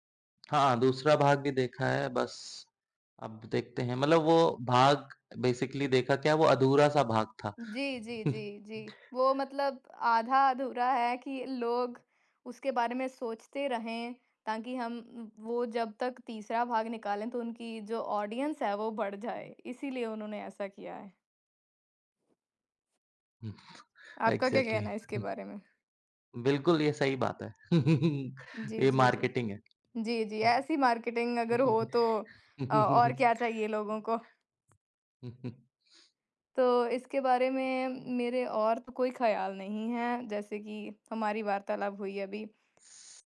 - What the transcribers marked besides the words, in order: in English: "बेसिकली"; chuckle; in English: "ऑडियंस"; other background noise; in English: "इग्ज़ैक्टली"; chuckle; in English: "मार्केटिंग"; in English: "मार्केटिंग"; chuckle; sniff
- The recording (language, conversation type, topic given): Hindi, unstructured, किताब पढ़ना और फ़िल्म देखना, इनमें से आपको कौन-सा अधिक रोमांचक लगता है?